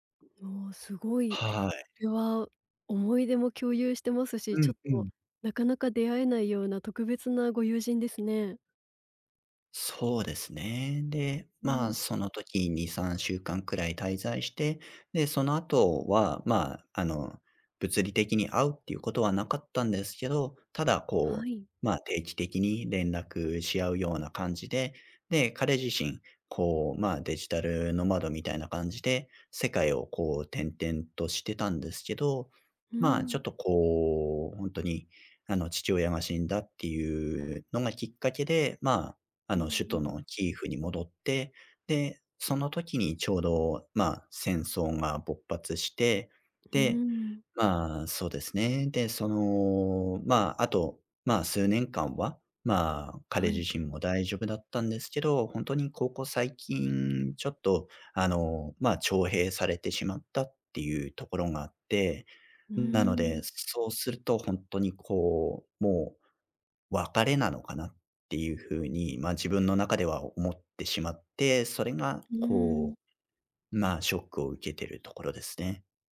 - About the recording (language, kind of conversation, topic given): Japanese, advice, 別れた直後のショックや感情をどう整理すればよいですか？
- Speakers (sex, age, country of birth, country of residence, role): female, 35-39, Japan, Japan, advisor; male, 35-39, Japan, Japan, user
- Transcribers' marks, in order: other background noise